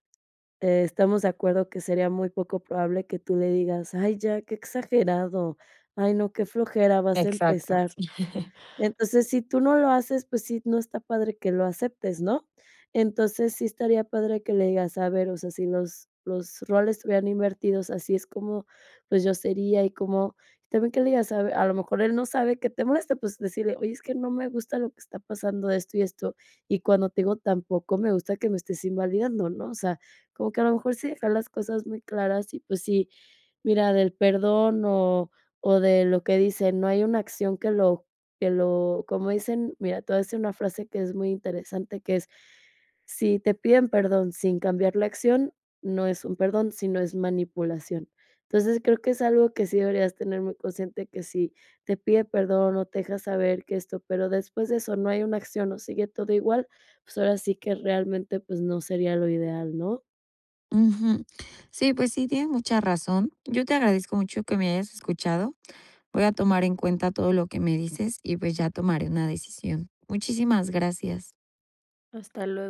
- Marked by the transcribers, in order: laugh; tapping
- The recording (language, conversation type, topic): Spanish, advice, ¿Cómo puedo decidir si debo terminar una relación de larga duración?